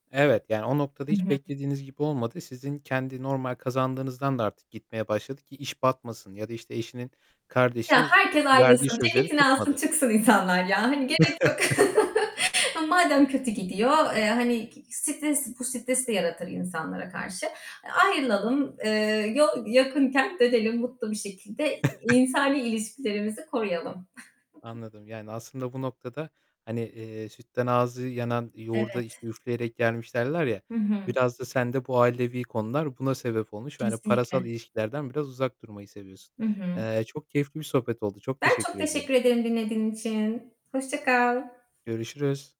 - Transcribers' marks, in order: other background noise; static; chuckle; chuckle; giggle
- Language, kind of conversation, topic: Turkish, podcast, Para yüzünden çıkan kavgalarda insanlar nasıl bir yaklaşım benimsemeli?